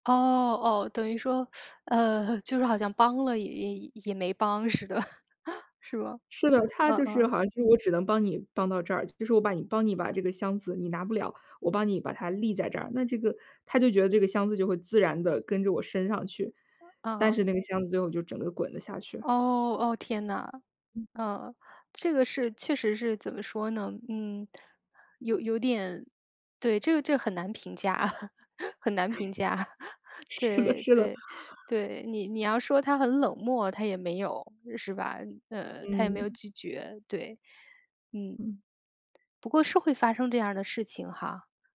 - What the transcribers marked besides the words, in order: teeth sucking; laughing while speaking: "是的"; other background noise; laugh; chuckle; laughing while speaking: "是的 是的"; laugh
- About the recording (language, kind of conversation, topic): Chinese, podcast, 在旅行中，你有没有遇到过陌生人伸出援手的经历？